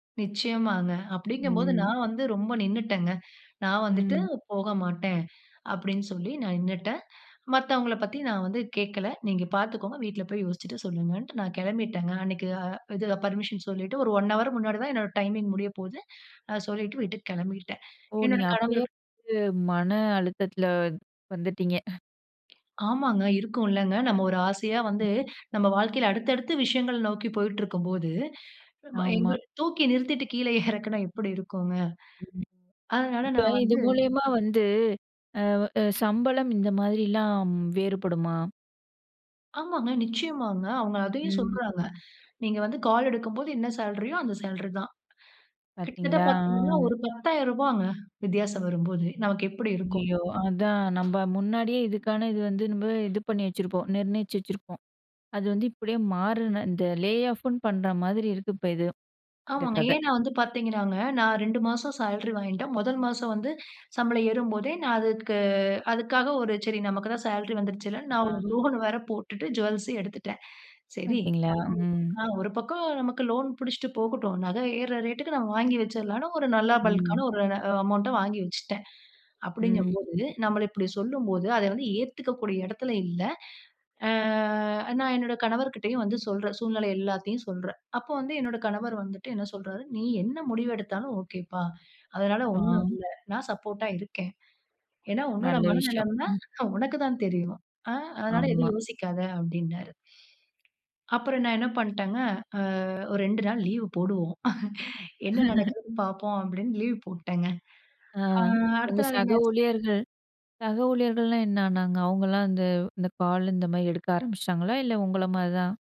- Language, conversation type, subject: Tamil, podcast, நீங்கள் வாழ்க்கையின் நோக்கத்தை எப்படிக் கண்டுபிடித்தீர்கள்?
- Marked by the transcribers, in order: inhale; in English: "ஒன் ஹவர்"; other background noise; chuckle; unintelligible speech; in English: "லே ஆஃப்ன்னு"; unintelligible speech; in English: "பல்க்கான"; inhale; drawn out: "ஆ"; tapping; other noise; laugh